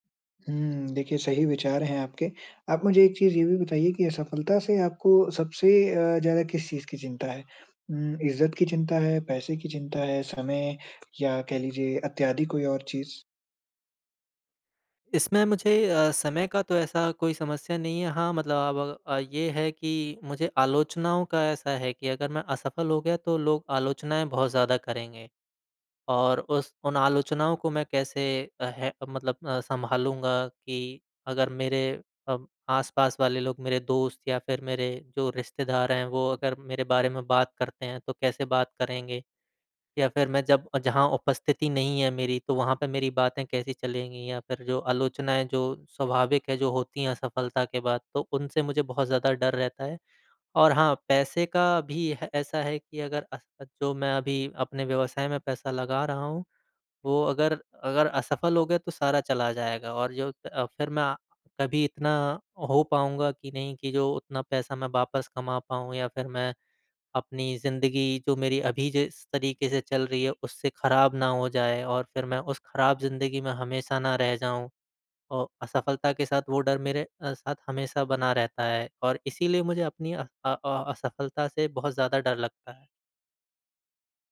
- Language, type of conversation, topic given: Hindi, advice, जब आपका लक्ष्य बहुत बड़ा लग रहा हो और असफल होने का डर हो, तो आप क्या करें?
- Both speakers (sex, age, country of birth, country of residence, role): male, 20-24, India, India, advisor; male, 25-29, India, India, user
- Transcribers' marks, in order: none